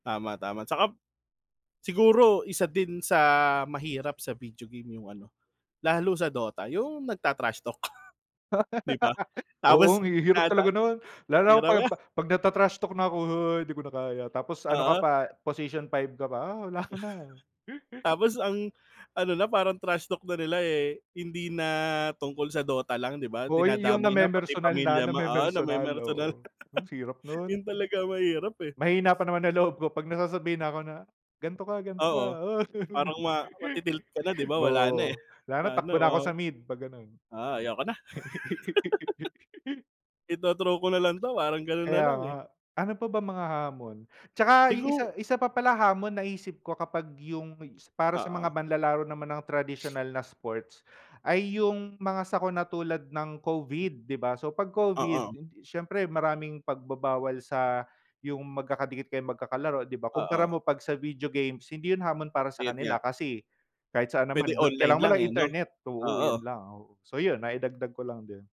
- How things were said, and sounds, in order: laugh; chuckle; laughing while speaking: "hirap nga"; chuckle; laugh; laugh; laugh
- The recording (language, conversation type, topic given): Filipino, unstructured, Ano ang mas nakakaengganyo para sa iyo: paglalaro ng palakasan o mga larong bidyo?
- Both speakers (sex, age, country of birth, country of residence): male, 25-29, Philippines, Philippines; male, 30-34, Philippines, Philippines